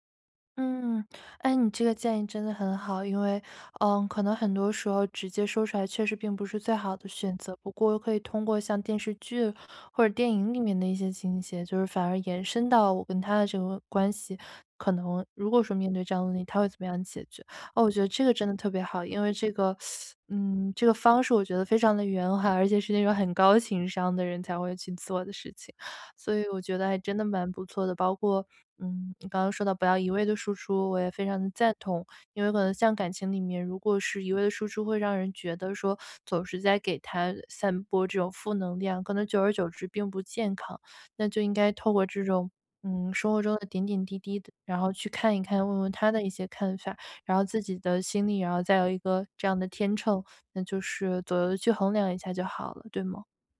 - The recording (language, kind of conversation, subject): Chinese, advice, 我该如何在新关系中设立情感界限？
- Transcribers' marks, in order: teeth sucking; teeth sucking